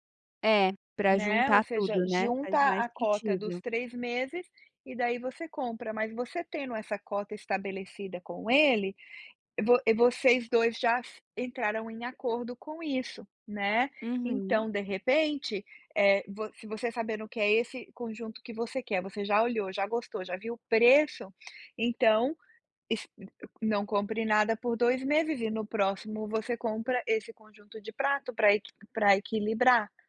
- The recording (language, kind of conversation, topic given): Portuguese, advice, Como evitar compras por impulso quando preciso economizar e viver com menos?
- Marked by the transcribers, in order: tapping